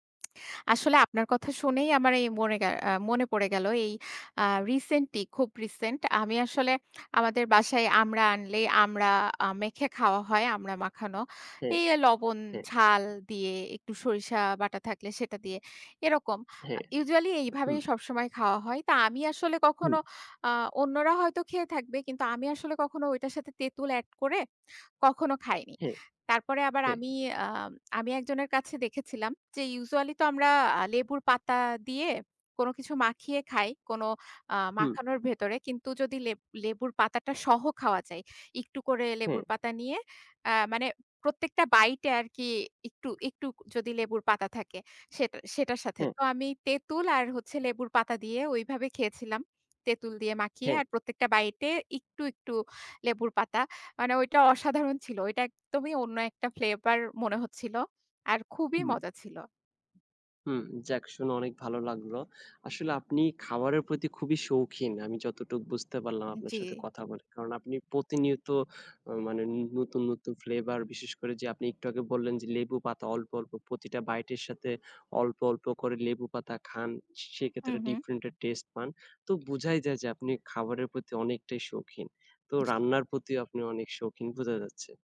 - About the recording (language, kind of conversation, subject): Bengali, unstructured, আপনি কি কখনও রান্নায় নতুন কোনো রেসিপি চেষ্টা করেছেন?
- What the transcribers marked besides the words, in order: tapping; other background noise